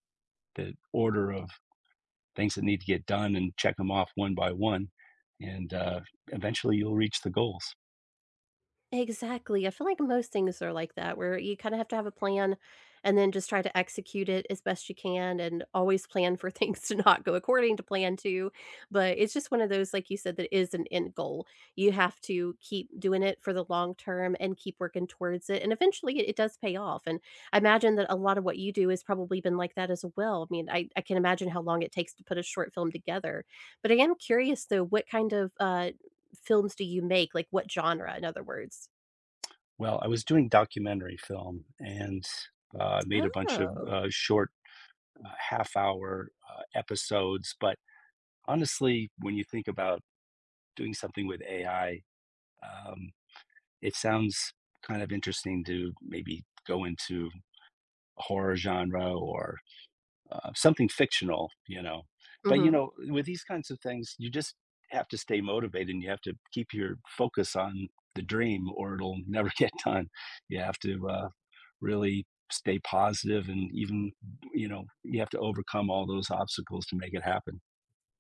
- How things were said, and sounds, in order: tapping; laughing while speaking: "things to not go"; other background noise; drawn out: "Oh"; laughing while speaking: "never"
- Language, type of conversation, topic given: English, unstructured, What dreams do you want to fulfill in the next five years?